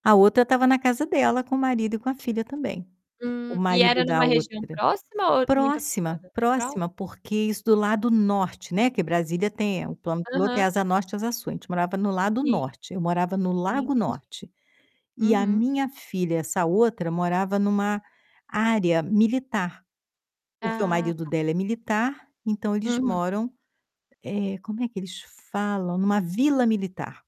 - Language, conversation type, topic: Portuguese, podcast, Como as famílias lidam quando os filhos adultos voltam a morar em casa?
- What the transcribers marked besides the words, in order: static; distorted speech; tapping